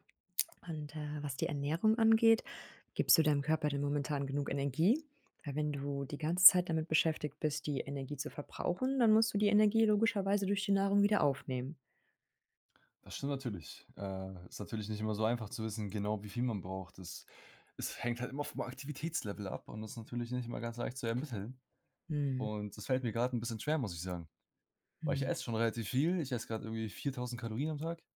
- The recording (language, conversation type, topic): German, advice, Wie bemerkst du bei dir Anzeichen von Übertraining und mangelnder Erholung, zum Beispiel an anhaltender Müdigkeit?
- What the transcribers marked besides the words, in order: other background noise